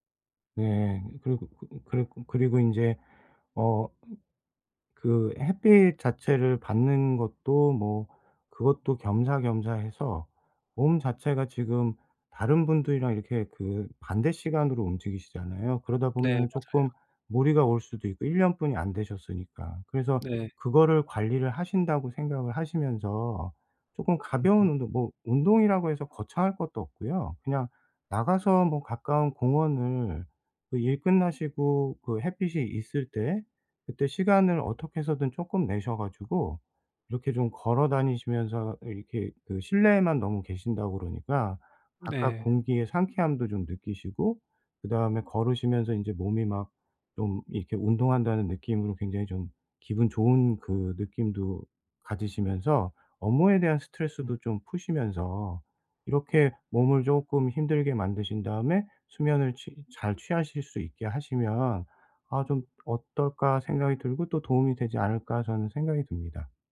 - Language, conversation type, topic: Korean, advice, 아침에 더 개운하게 일어나려면 어떤 간단한 방법들이 있을까요?
- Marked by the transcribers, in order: other background noise